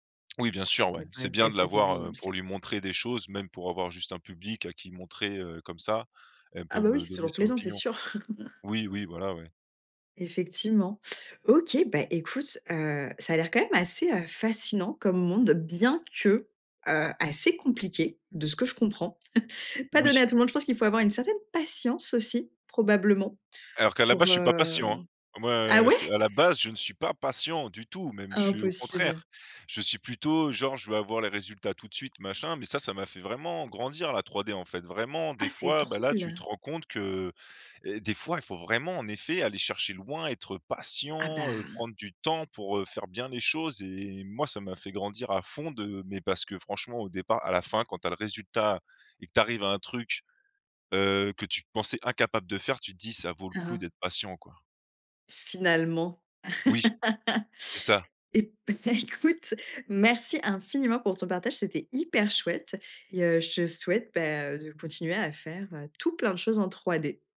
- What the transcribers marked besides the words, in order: chuckle; tapping; chuckle; stressed: "patience"; stressed: "patient du tout"; stressed: "contraire"; stressed: "patient"; laugh; stressed: "hyper"
- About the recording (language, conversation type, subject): French, podcast, Comment as-tu commencé ce hobby ?